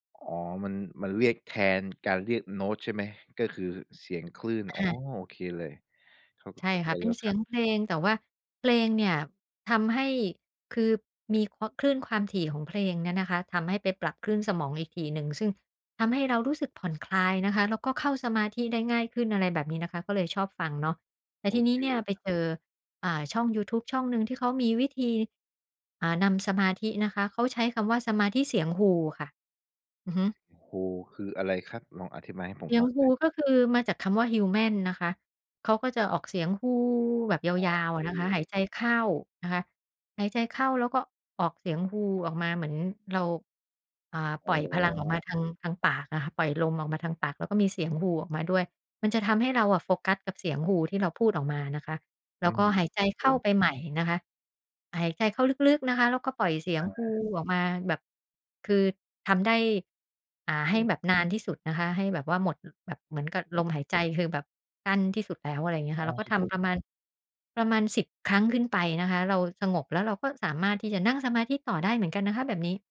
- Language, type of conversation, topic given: Thai, podcast, กิจวัตรดูแลใจประจำวันของคุณเป็นอย่างไรบ้าง?
- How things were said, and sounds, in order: in English: "Human"; other noise